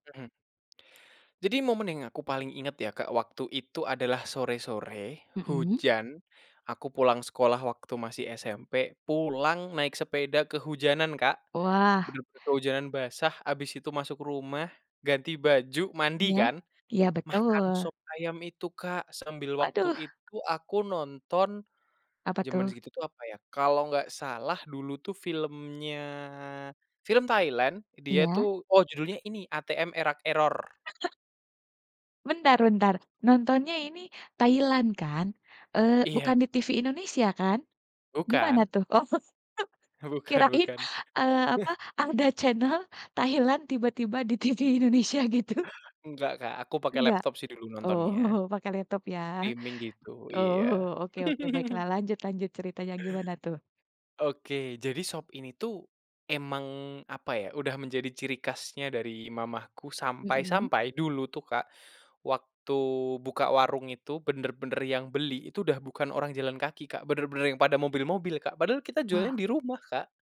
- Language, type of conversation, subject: Indonesian, podcast, Ceritakan makanan rumahan yang selalu bikin kamu nyaman, kenapa begitu?
- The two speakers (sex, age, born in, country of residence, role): female, 35-39, Indonesia, Indonesia, host; male, 20-24, Indonesia, Indonesia, guest
- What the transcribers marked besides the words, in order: laugh; laughing while speaking: "Oh"; laugh; in English: "channel"; scoff; laughing while speaking: "TV Indonesia gitu"; laughing while speaking: "Oh"; in English: "Streaming"; laugh